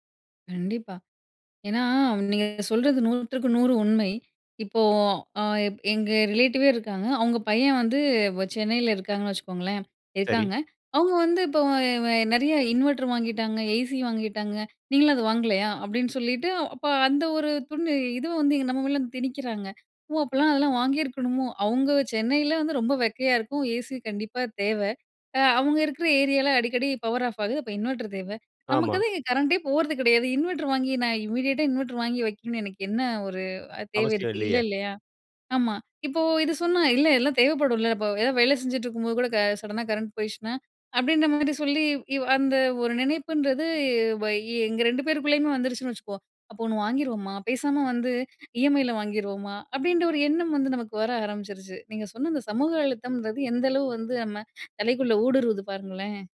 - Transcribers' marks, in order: in English: "ரிலேட்டிவே"; in English: "இன்வெர்டர்"; in English: "ஏசி"; in English: "ஏசி"; in English: "பவர் ஆஃப்"; in English: "இன்வெர்டர்"; in English: "கரண்டே"; in English: "இன்வெட்டர்"; in English: "இமீடியட்டா இன்வெட்டர்"; in English: "சடனா கரண்ட்"; in English: "இ. எம். ஐ. ல"
- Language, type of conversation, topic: Tamil, podcast, வறுமையைப் போல அல்லாமல் குறைவான உடைமைகளுடன் மகிழ்ச்சியாக வாழ்வது எப்படி?